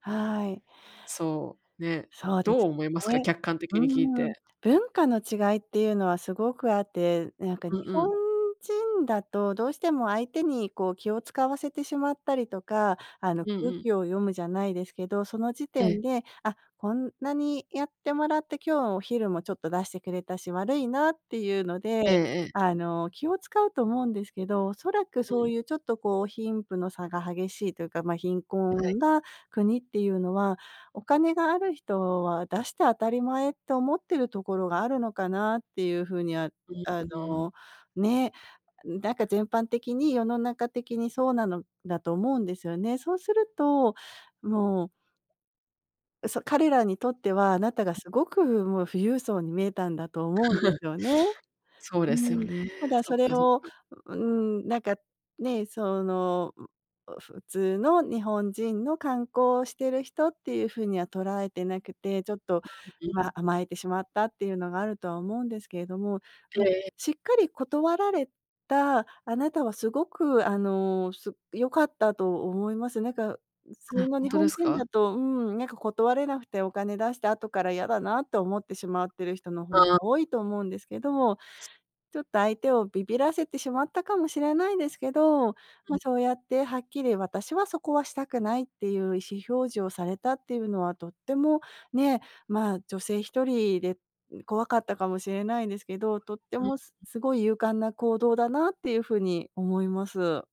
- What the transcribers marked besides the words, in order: other background noise; chuckle; unintelligible speech; other noise
- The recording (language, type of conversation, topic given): Japanese, advice, 旅行中に言葉や文化の壁にぶつかったとき、どう対処すればよいですか？